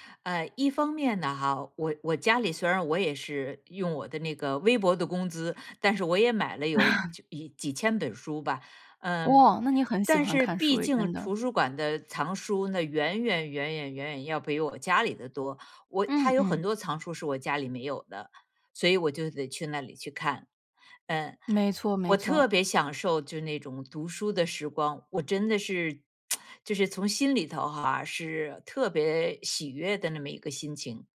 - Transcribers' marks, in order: chuckle; tsk
- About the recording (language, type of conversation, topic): Chinese, podcast, 你觉得有什么事情值得你用一生去拼搏吗？